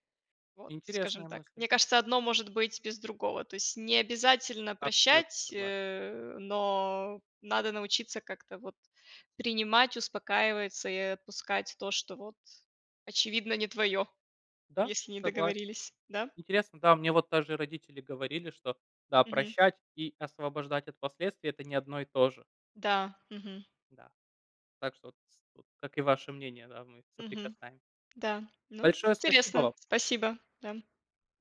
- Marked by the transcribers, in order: none
- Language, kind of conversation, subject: Russian, unstructured, Почему, по вашему мнению, иногда бывает трудно прощать близких людей?